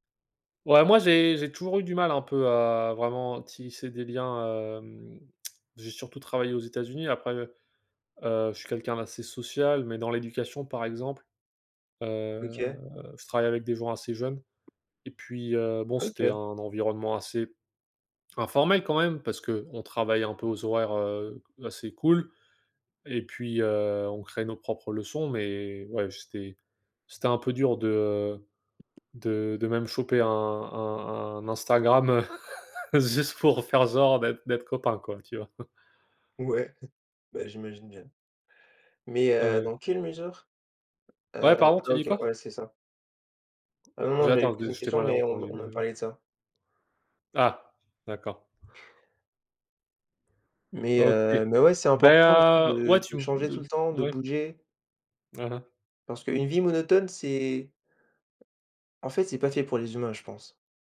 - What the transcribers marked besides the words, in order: lip smack; tapping; drawn out: "heu"; laugh; chuckle; other background noise
- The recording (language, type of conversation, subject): French, unstructured, Préférez-vous un environnement de travail formel ou informel ?